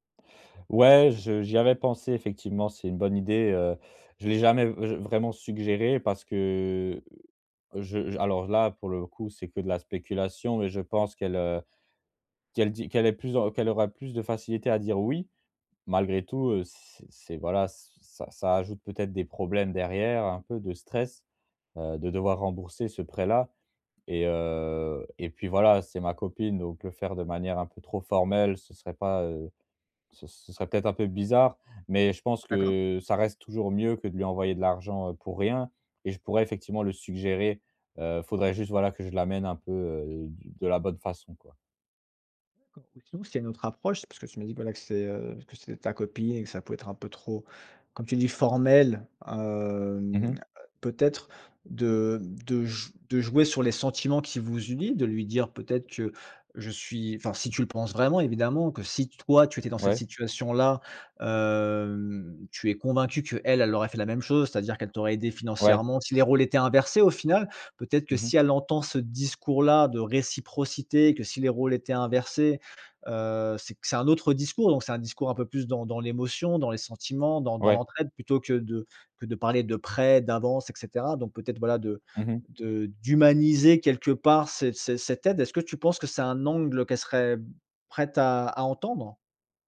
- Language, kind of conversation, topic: French, advice, Comment aider quelqu’un en transition tout en respectant son autonomie ?
- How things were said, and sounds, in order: unintelligible speech; stressed: "formel"; drawn out: "hem"; drawn out: "hem"